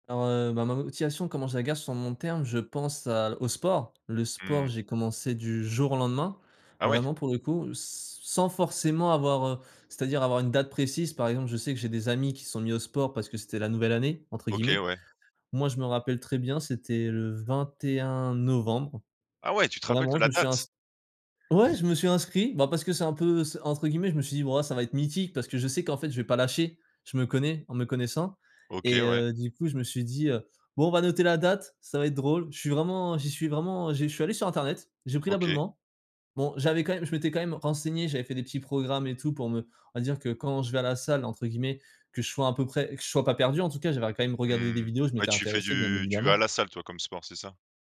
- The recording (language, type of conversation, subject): French, podcast, Comment gardes-tu ta motivation sur le long terme ?
- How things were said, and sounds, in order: tapping